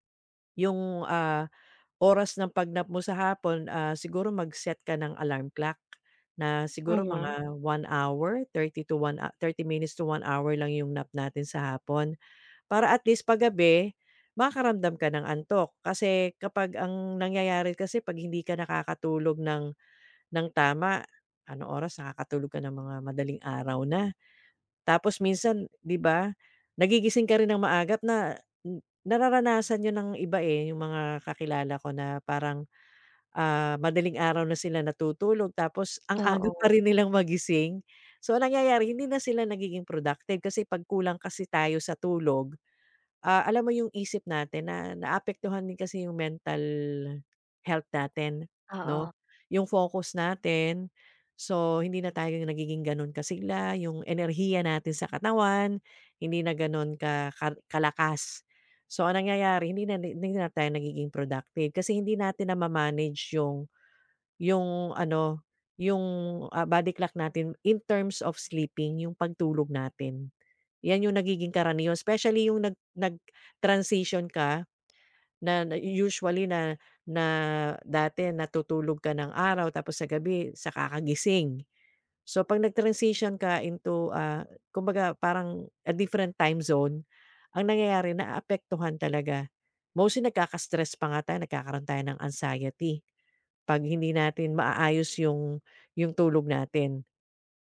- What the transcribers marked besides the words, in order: none
- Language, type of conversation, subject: Filipino, advice, Paano ko maaayos ang sobrang pag-idlip sa hapon na nagpapahirap sa akin na makatulog sa gabi?